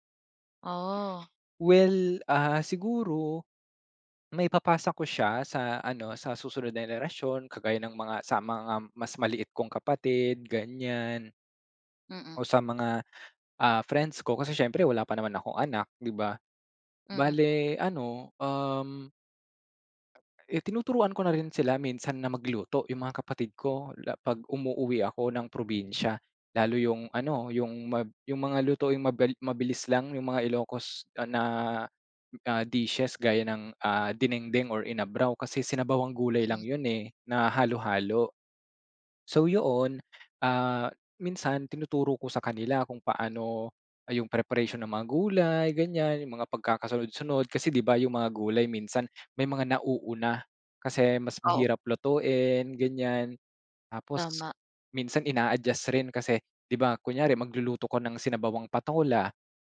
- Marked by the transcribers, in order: none
- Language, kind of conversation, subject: Filipino, podcast, Paano nakaapekto ang pagkain sa pagkakakilanlan mo?